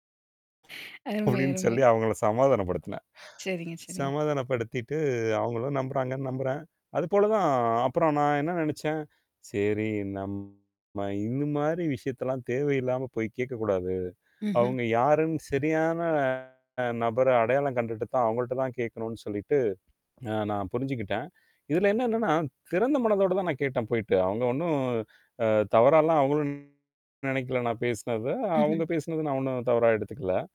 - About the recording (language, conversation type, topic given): Tamil, podcast, நம்முடைய தவறுகளைப் பற்றி திறந்தமையாகப் பேச முடியுமா?
- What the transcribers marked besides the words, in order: other background noise; chuckle; tapping; distorted speech; static; "என்னன்னா" said as "என்னன்னனா"